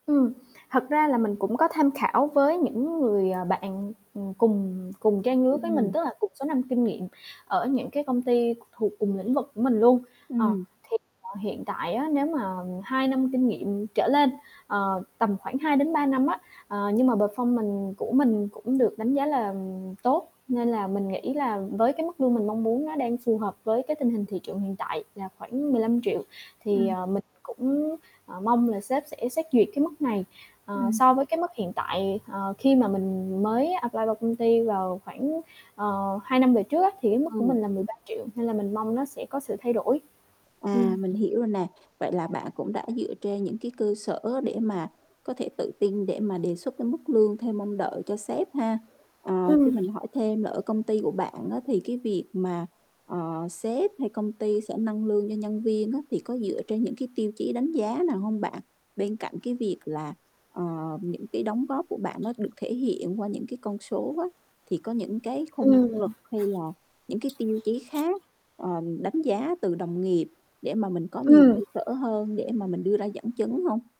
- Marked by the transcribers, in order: static; tapping; distorted speech; unintelligible speech; in English: "performance"; in English: "apply"; other background noise
- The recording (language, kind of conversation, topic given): Vietnamese, advice, Làm sao xin tăng lương mà không lo bị từ chối và ảnh hưởng đến mối quan hệ với sếp?